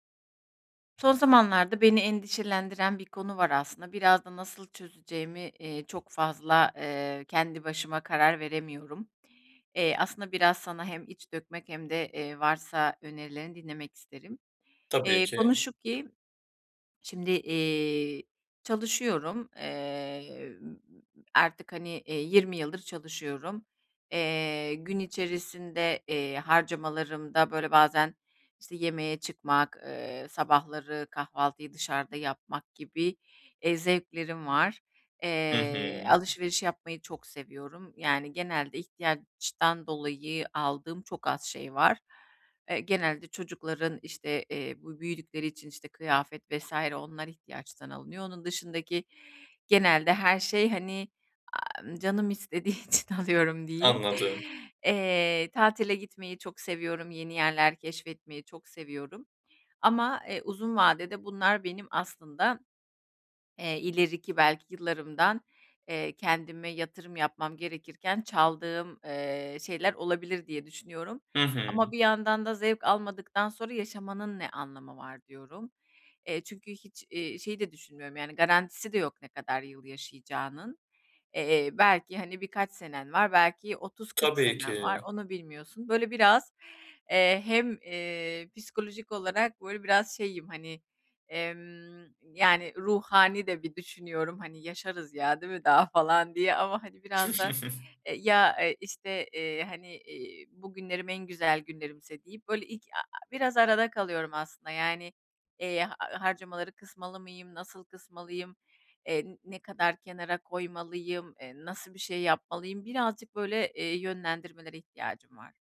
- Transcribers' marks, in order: other background noise; chuckle; chuckle
- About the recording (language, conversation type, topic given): Turkish, advice, Kısa vadeli zevklerle uzun vadeli güvenliği nasıl dengelerim?
- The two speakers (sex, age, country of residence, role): female, 40-44, Spain, user; male, 20-24, Germany, advisor